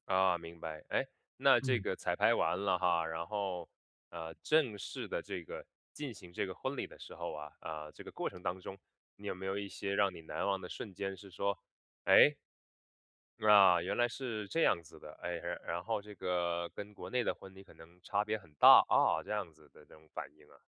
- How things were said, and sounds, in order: none
- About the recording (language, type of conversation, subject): Chinese, podcast, 你有难忘的婚礼或订婚故事吗？